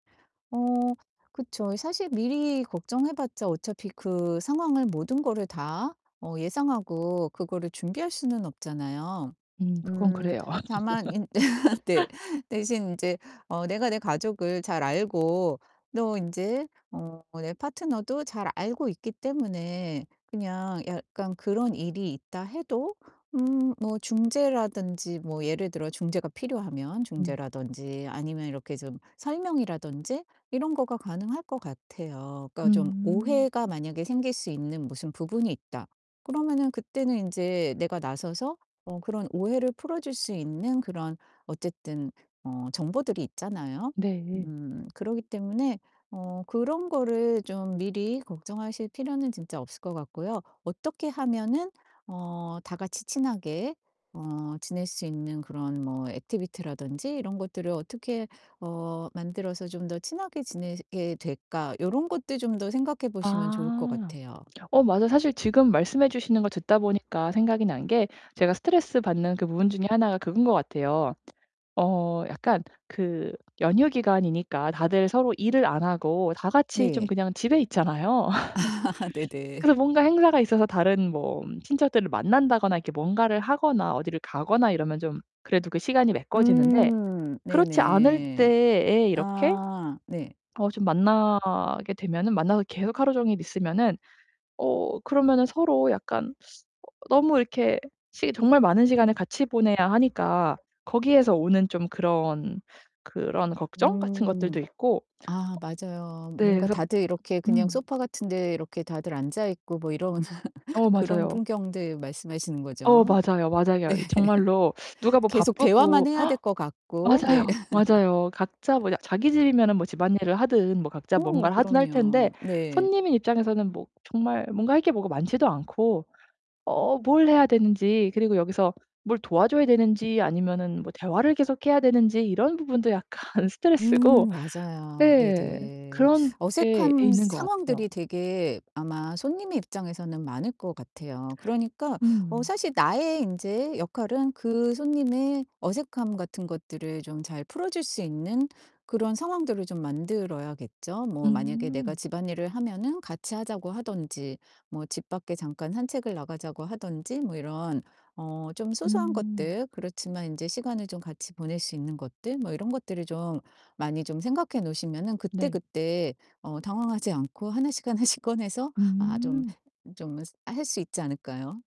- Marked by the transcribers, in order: distorted speech; laugh; laughing while speaking: "네"; laugh; in English: "액티비티라든지"; tapping; other background noise; laugh; laugh; laughing while speaking: "네"; gasp; laugh; laughing while speaking: "약간"; laughing while speaking: "하나씩"
- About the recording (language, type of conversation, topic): Korean, advice, 휴가 중에 스트레스를 어떻게 관리하면 좋을까요?